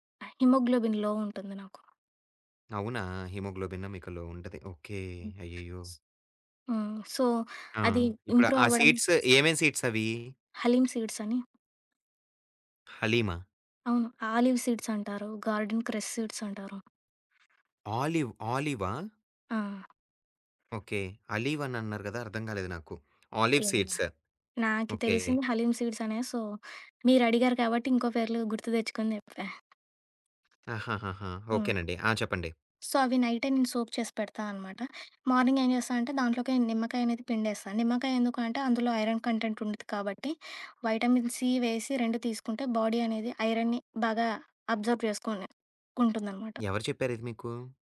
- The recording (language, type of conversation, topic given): Telugu, podcast, ఉదయం లేవగానే మీరు చేసే పనులు ఏమిటి, మీ చిన్న అలవాట్లు ఏవి?
- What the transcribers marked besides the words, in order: in English: "హిమోగ్లోబిన్ లో"; in English: "హిమోగ్లోబిన్"; in English: "లో"; other background noise; in English: "సో"; in English: "ఇంప్రూవ్"; in English: "సీడ్స్"; in English: "సీడ్స్"; in English: "హలీమ్ సీడ్స్"; in English: "ఆలివ్ సీడ్స్"; in English: "గార్డెన్ క్రెస్ సీడ్స్"; in English: "ఆలీవ్"; in English: "అలివ్"; in English: "హలీం సీడ్స్"; in English: "సో"; in English: "సో"; in English: "సోక్"; in English: "మార్నింగ్"; in English: "ఐరన్ కంటెంట్"; in English: "వైటమిన్ సి"; in English: "బాడీ"; in English: "ఐరన్‌ని"; in English: "అబ్జార్బ్"